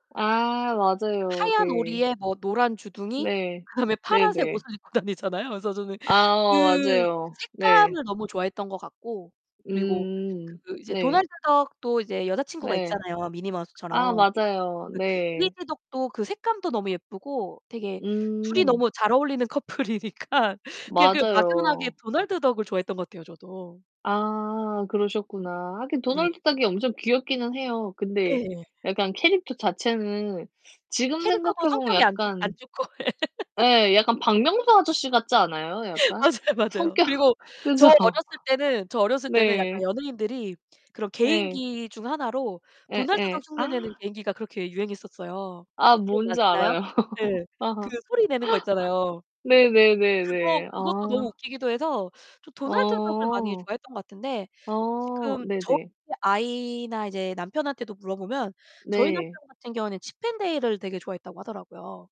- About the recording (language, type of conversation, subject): Korean, unstructured, 어릴 때 가장 기억에 남았던 만화나 애니메이션은 무엇이었나요?
- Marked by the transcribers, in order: laughing while speaking: "그다음에 파란색 옷을 입고 다니잖아요. 그래서 저는"; laughing while speaking: "커플이니까"; laugh; laughing while speaking: "맞아요, 맞아요"; other background noise; laugh; distorted speech